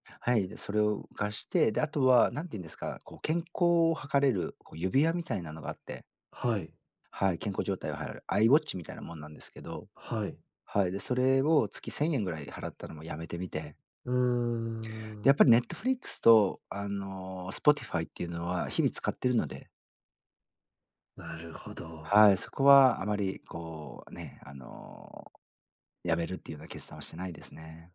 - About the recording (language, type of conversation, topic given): Japanese, advice, 貯金する習慣や予算を立てる習慣が身につかないのですが、どうすれば続けられますか？
- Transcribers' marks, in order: none